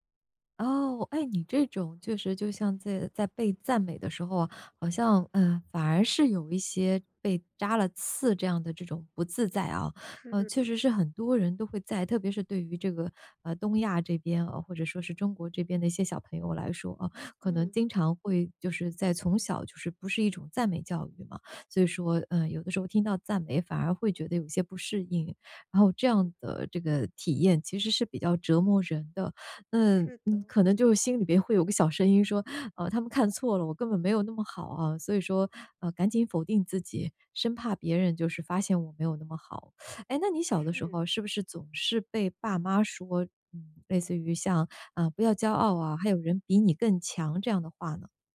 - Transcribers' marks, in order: other background noise; tapping
- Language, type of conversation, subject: Chinese, advice, 为什么我很难接受别人的赞美，总觉得自己不配？